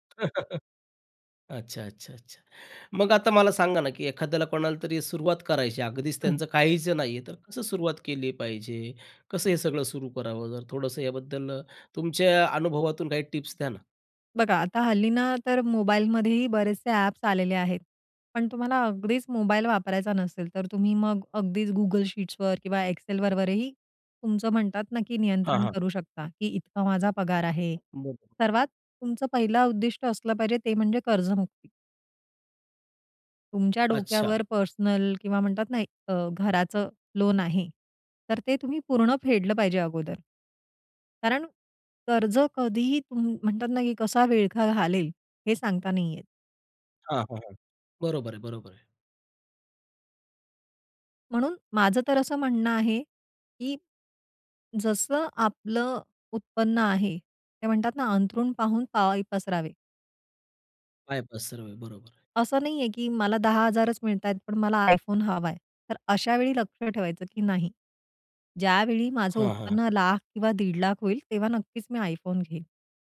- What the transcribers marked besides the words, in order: laugh; tapping; other background noise
- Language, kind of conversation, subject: Marathi, podcast, घरात आर्थिक निर्णय तुम्ही एकत्र कसे घेता?